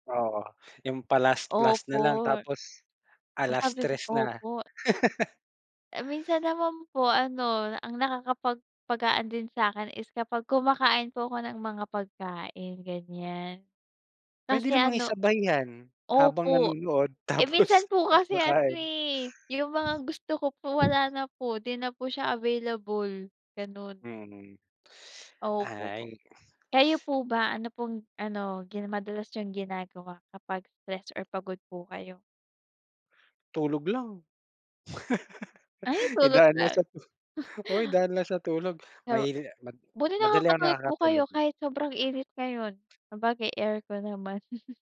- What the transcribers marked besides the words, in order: laugh; laughing while speaking: "tapos"; wind; laugh; chuckle
- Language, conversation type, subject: Filipino, unstructured, Ano ang mga simpleng bagay na nagpapagaan ng pakiramdam mo?